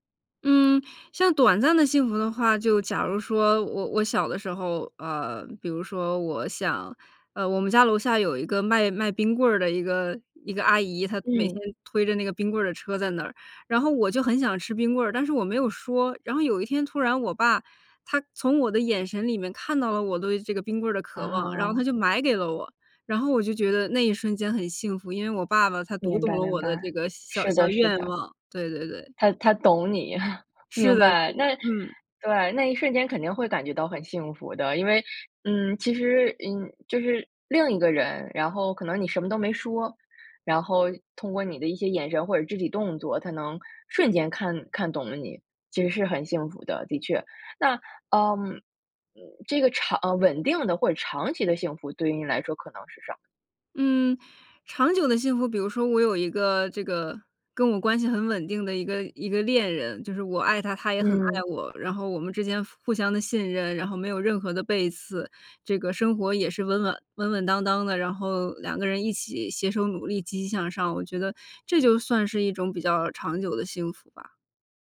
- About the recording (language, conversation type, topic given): Chinese, podcast, 你会如何在成功与幸福之间做取舍？
- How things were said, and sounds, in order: chuckle